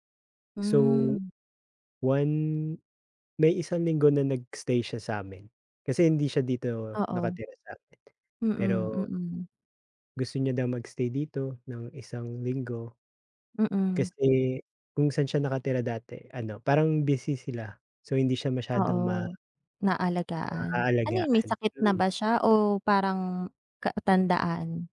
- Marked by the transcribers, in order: none
- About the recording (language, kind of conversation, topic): Filipino, unstructured, Paano mo tinutulungan ang sarili mong harapin ang panghuling paalam?